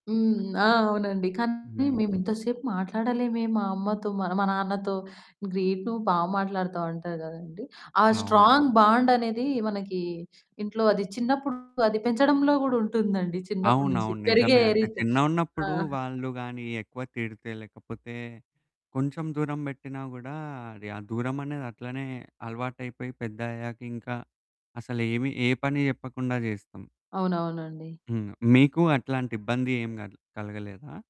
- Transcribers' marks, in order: distorted speech; static; wind; in English: "గ్రేట్"; in English: "స్ట్రాంగ్"
- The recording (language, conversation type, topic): Telugu, podcast, కష్టకాలంలో మీ కుటుంబానికి మీ ప్రేమను మీరు ఎలా వ్యక్తం చేస్తారు?